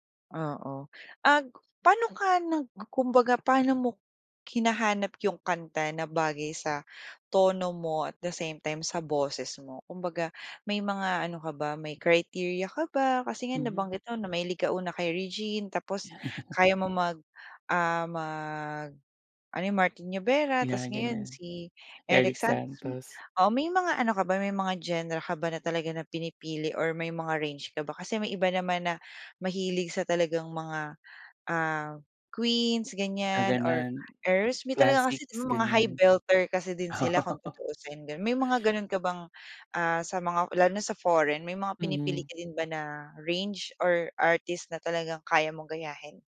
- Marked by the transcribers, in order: chuckle; laughing while speaking: "Oo"
- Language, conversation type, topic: Filipino, podcast, Anong kanta ang lagi mong kinakanta sa karaoke?